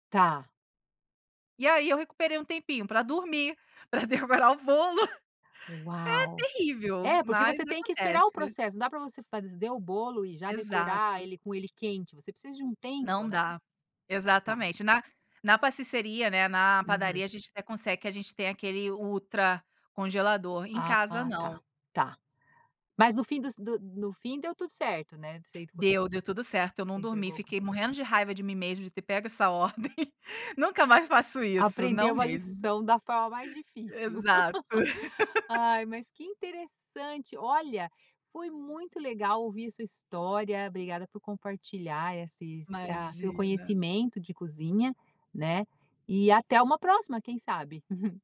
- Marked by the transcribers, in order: laughing while speaking: "pra decorar o bolo"; in Italian: "pasticceria"; tapping; laugh; chuckle
- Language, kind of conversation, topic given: Portuguese, podcast, O que você acha que todo mundo deveria saber cozinhar?